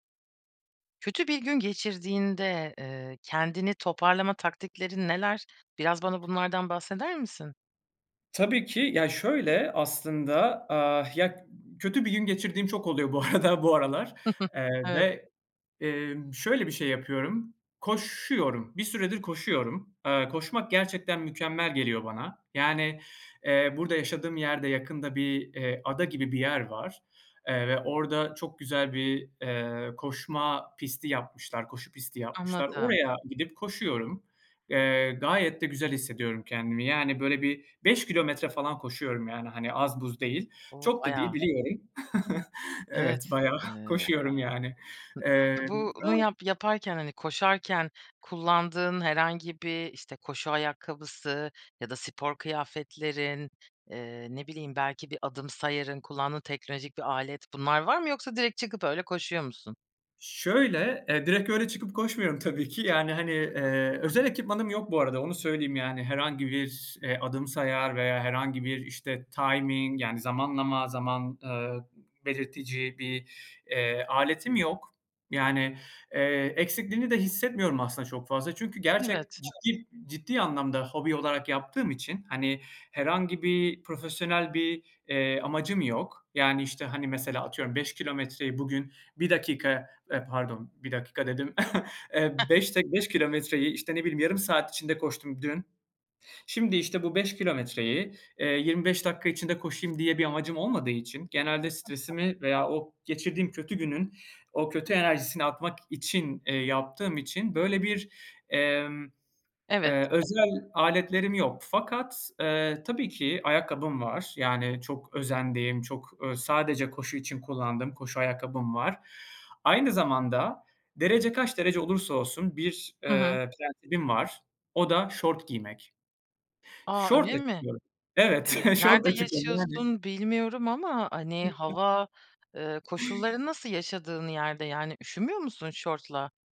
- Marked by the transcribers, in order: other background noise; laughing while speaking: "bu arada"; chuckle; chuckle; tapping; in English: "timing"; unintelligible speech; chuckle; other noise; unintelligible speech; chuckle; unintelligible speech; gasp
- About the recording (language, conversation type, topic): Turkish, podcast, Kötü bir gün geçirdiğinde kendini toparlama taktiklerin neler?